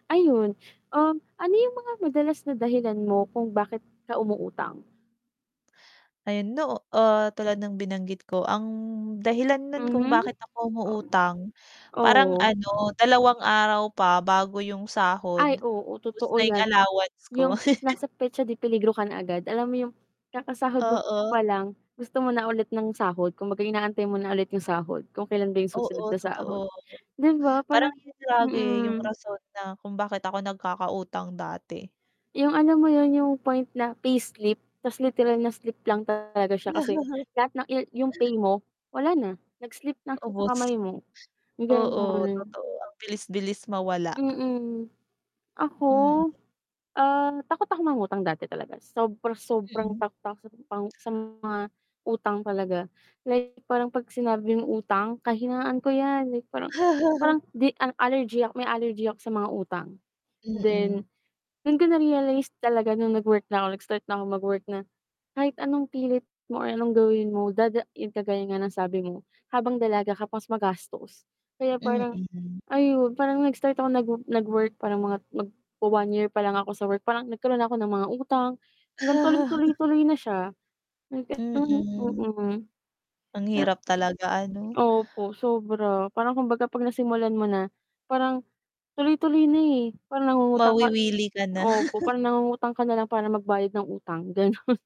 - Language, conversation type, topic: Filipino, unstructured, Ano ang mga simpleng paraan para maiwasan ang pagkakautang?
- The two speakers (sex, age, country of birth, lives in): female, 25-29, Philippines, Philippines; female, 30-34, Philippines, Philippines
- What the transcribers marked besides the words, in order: mechanical hum; tapping; wind; distorted speech; chuckle; static; chuckle; other background noise; chuckle; chuckle; unintelligible speech; chuckle; laughing while speaking: "Ganun"